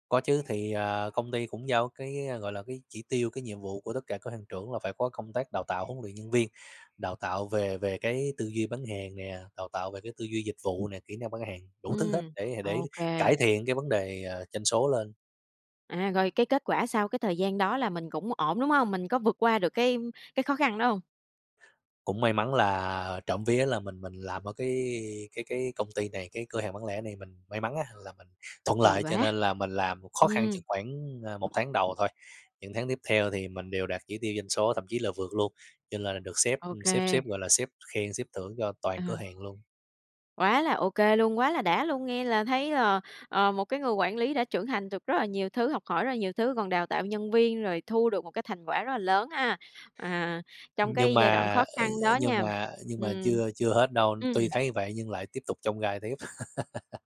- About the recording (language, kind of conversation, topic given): Vietnamese, podcast, Con đường sự nghiệp của bạn từ trước đến nay đã diễn ra như thế nào?
- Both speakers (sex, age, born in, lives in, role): female, 25-29, Vietnam, Vietnam, host; male, 35-39, Vietnam, Vietnam, guest
- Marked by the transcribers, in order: other background noise; tapping; laugh